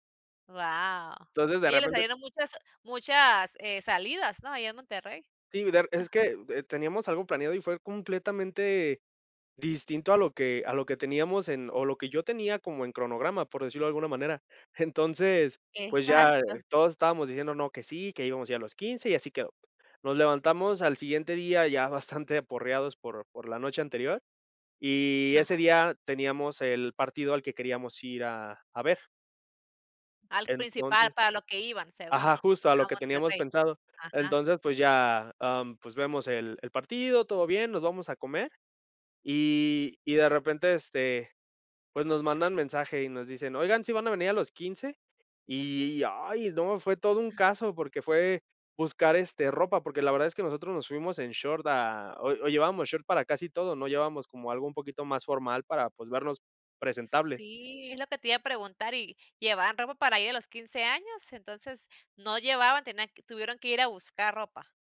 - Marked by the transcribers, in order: laughing while speaking: "Exacto"
- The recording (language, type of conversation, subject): Spanish, podcast, ¿Qué decisión impulsiva terminó convirtiéndose en una gran aventura?